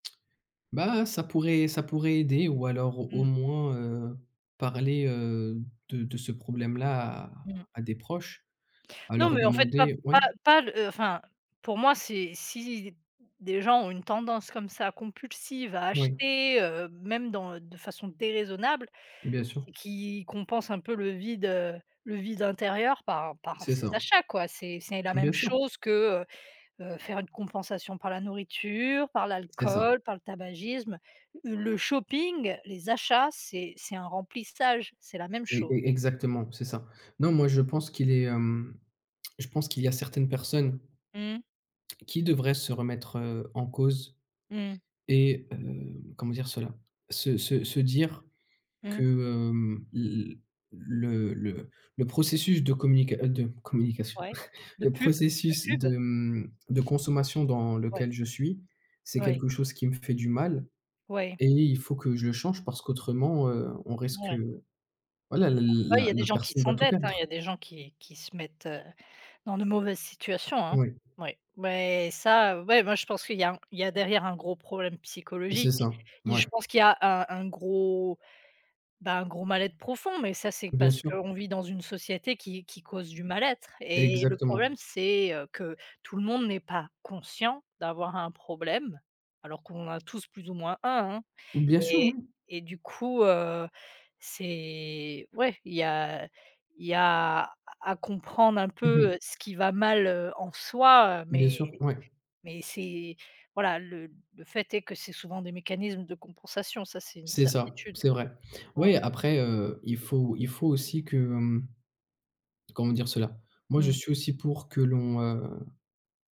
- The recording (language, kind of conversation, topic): French, unstructured, Préférez-vous la finance responsable ou la consommation rapide, et quel principe guide vos dépenses ?
- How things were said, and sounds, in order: tapping; chuckle; other background noise; stressed: "conscient"